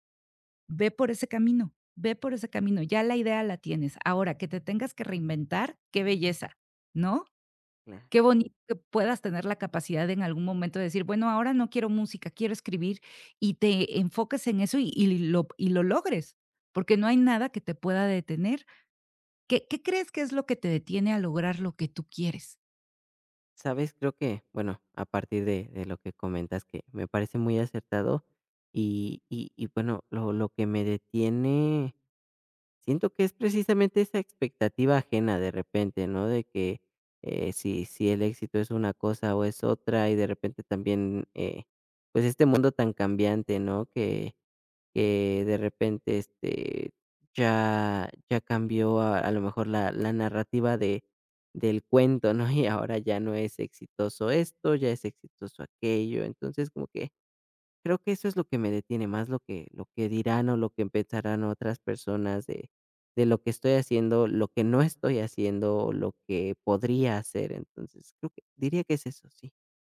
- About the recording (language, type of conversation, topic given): Spanish, advice, ¿Cómo puedo saber si mi vida tiene un propósito significativo?
- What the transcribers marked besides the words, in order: tapping; other background noise; laughing while speaking: "¿no?"